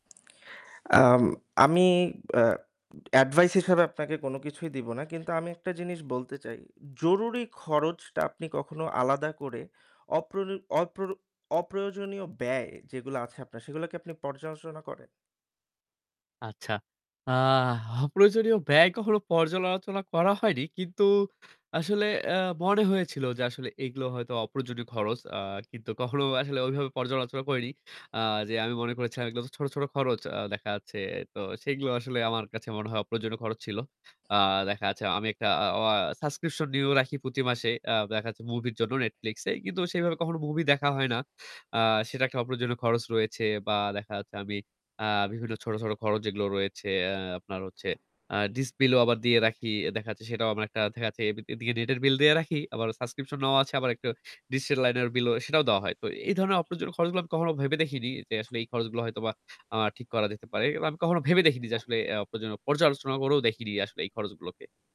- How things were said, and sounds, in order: other background noise; distorted speech; in English: "advice"; static; in English: "subscription"; in English: "subscription"; "এইগুলো" said as "এগ্লা"
- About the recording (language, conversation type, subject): Bengali, advice, মাসের শেষে আপনার টাকাপয়সা কেন শেষ হয়ে যায়?